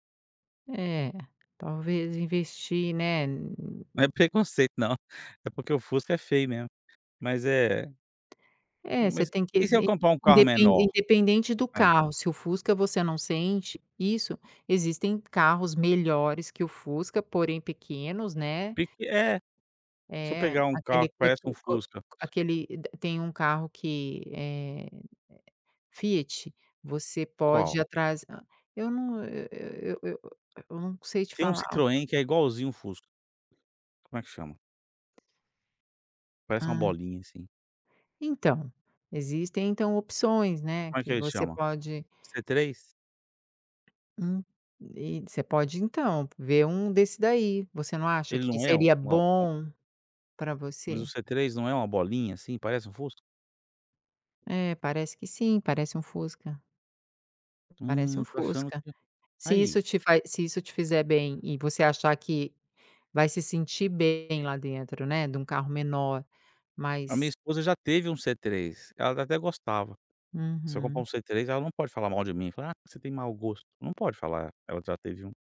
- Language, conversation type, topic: Portuguese, advice, Como você se sentiu ao perder a confiança após um erro ou fracasso significativo?
- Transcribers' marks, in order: tapping; laughing while speaking: "Não é preconceito não"; other background noise